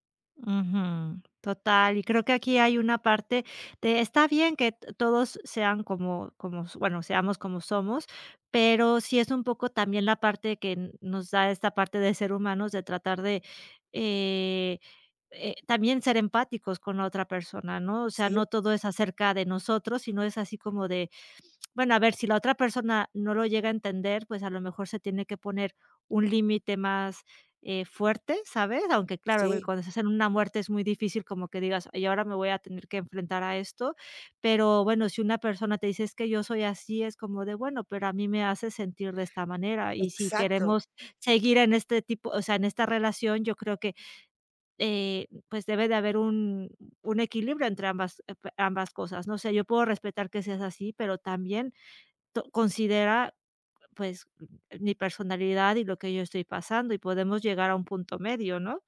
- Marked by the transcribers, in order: none
- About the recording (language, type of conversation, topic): Spanish, advice, ¿Por qué me cuesta practicar la autocompasión después de un fracaso?